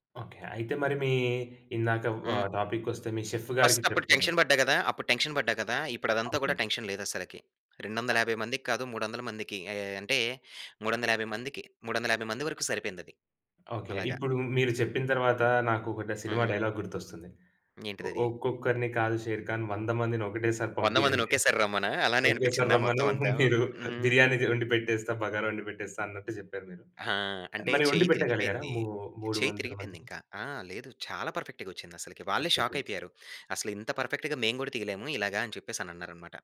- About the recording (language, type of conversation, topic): Telugu, podcast, అతిథుల కోసం వండేటప్పుడు ఒత్తిడిని ఎలా ఎదుర్కొంటారు?
- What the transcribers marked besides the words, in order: in English: "చెఫ్"; in English: "ఫర్స్ట్"; in English: "టెన్షన్"; in English: "టెన్షన్"; in English: "టెన్షన్"; in English: "డైలాగ్"; laughing while speaking: "మీరు బిర్యానీ ది వండి పెట్టేస్తా. బగారా వండి పెట్టేస్తా"; in English: "పర్ఫెక్ట్‌గా"; in English: "షాక్"; in English: "పర్ఫెక్ట్"; in English: "పర్ఫెక్ట్‌గా"